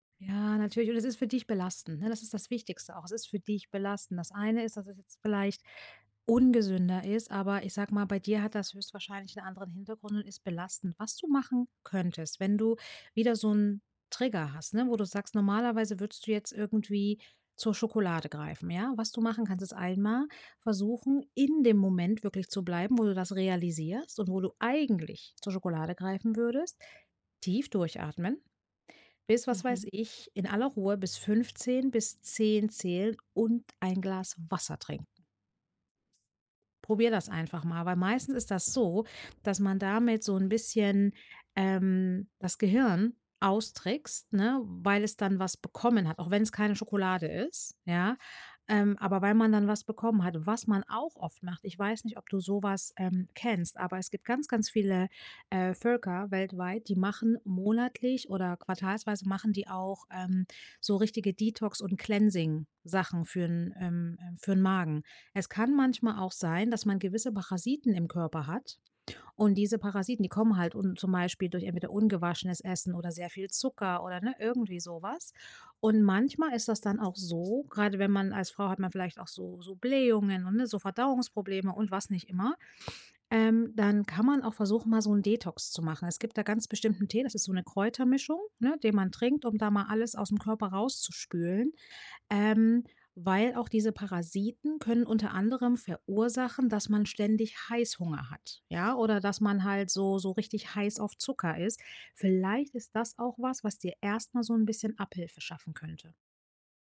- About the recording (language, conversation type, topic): German, advice, Wie kann ich meinen Zucker- und Koffeinkonsum reduzieren?
- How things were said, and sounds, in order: stressed: "in"; stressed: "eigentlich"; tapping; in English: "cleansing"; other background noise